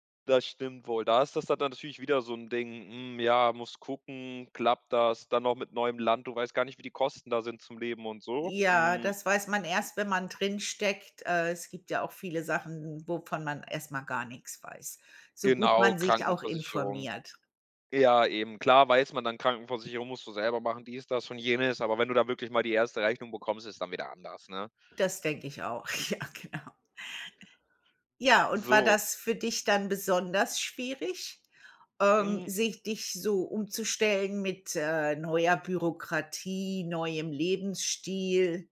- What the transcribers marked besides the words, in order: laughing while speaking: "Ja, genau"
- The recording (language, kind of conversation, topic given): German, podcast, Wie merkst du, dass es Zeit für einen Jobwechsel ist?